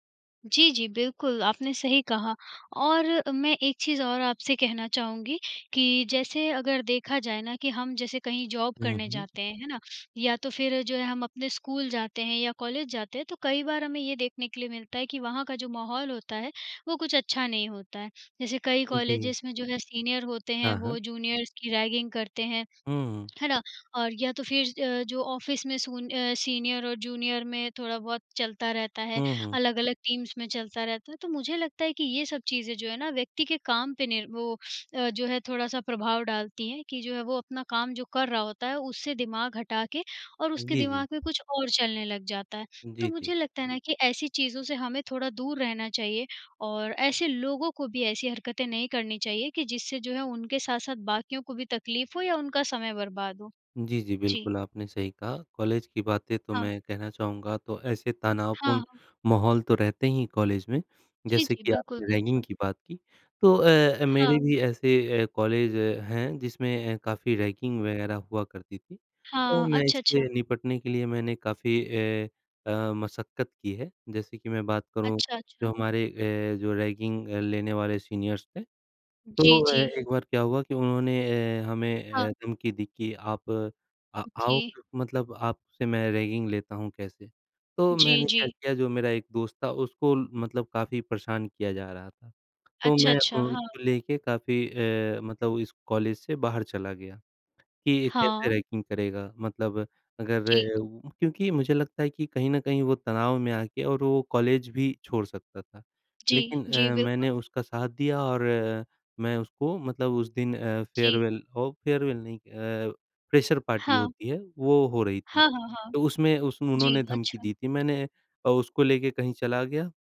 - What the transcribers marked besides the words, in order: in English: "जॉब"; in English: "कॉलेजेस"; in English: "सीनियर"; in English: "जूनियर्स"; in English: "ऑफिस"; in English: "सीनियर"; in English: "जूनियर"; in English: "टीम्स"; in English: "सीनियर्स"; in English: "फेयरवेल"; in English: "फेयरवेल"; in English: "फ्रेशर पार्टी"
- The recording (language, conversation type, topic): Hindi, unstructured, क्या तनाव को कम करने के लिए समाज में बदलाव जरूरी है?